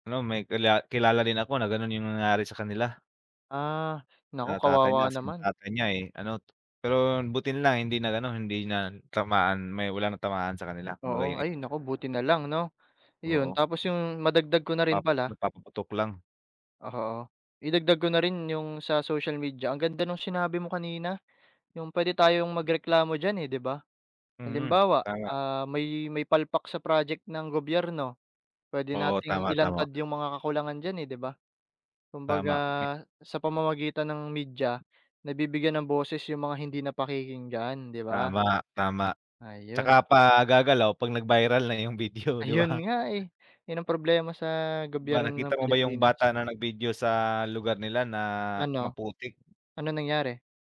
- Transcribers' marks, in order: laughing while speaking: "yung video 'di ba"
- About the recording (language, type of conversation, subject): Filipino, unstructured, Ano ang papel ng midya sa pagsubaybay sa pamahalaan?